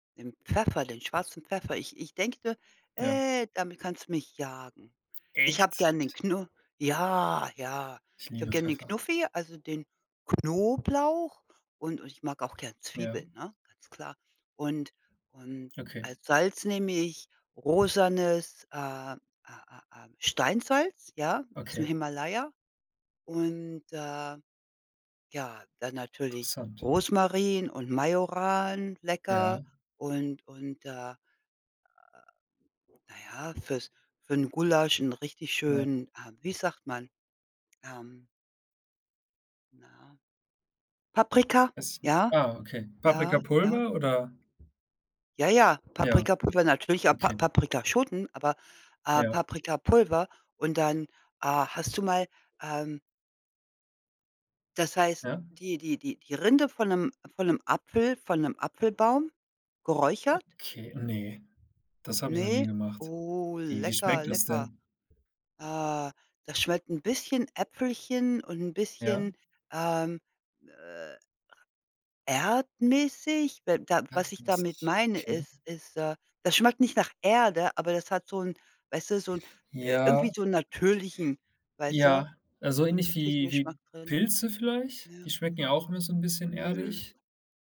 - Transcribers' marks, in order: stressed: "äh"; other noise; tapping; other background noise
- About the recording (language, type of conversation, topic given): German, unstructured, Was macht ein Gericht für dich besonders lecker?